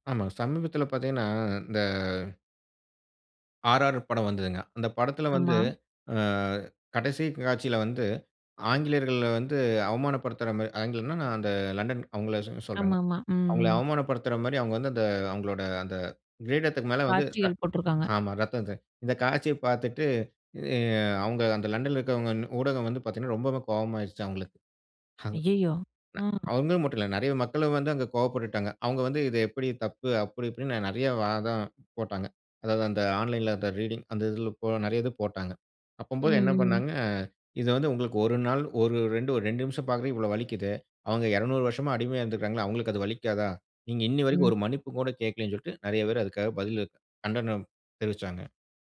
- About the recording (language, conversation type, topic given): Tamil, podcast, பிரதிநிதித்துவம் ஊடகங்களில் சரியாக காணப்படுகிறதா?
- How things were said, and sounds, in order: drawn out: "எ"; sad: "ஐய்யயோ! ம்"; other background noise; in English: "ஆன்லைன்ல"; in English: "ரீடிங்"